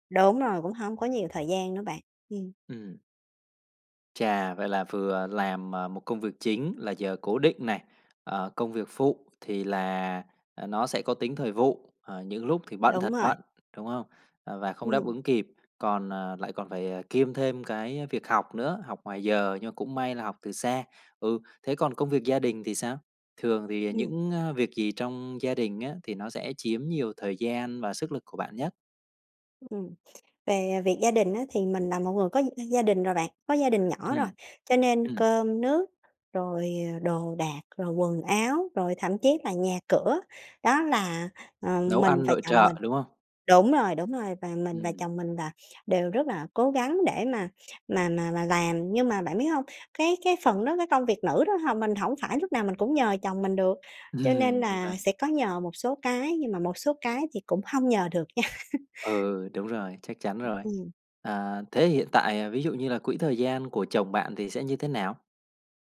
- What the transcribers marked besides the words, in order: tapping; laugh
- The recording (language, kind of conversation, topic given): Vietnamese, advice, Bạn đang cảm thấy kiệt sức và mất cân bằng vì quá nhiều công việc, phải không?